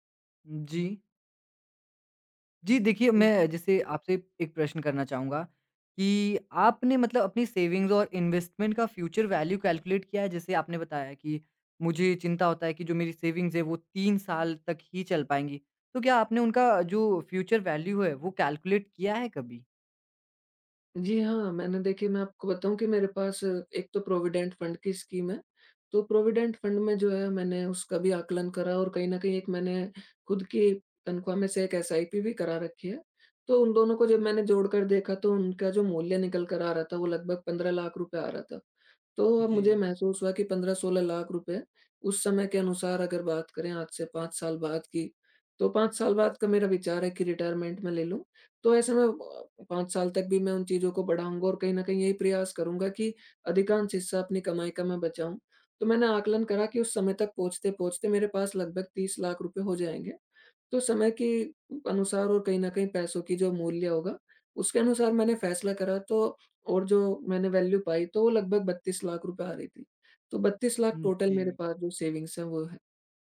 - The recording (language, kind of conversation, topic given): Hindi, advice, आपको जल्दी सेवानिवृत्ति लेनी चाहिए या काम जारी रखना चाहिए?
- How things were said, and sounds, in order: in English: "सेविंग्स"; in English: "इन्वेस्टमेंट"; in English: "फ्यूचर वैल्यू कैलकुलेट"; in English: "सेविंग्स"; in English: "फ्यूचर वैल्यू"; in English: "कैलकुलेट"; in English: "स्कीम"; in English: "रिटायरमेंट"; in English: "वैल्यू"; in English: "टोटल"; in English: "सेविंग्स"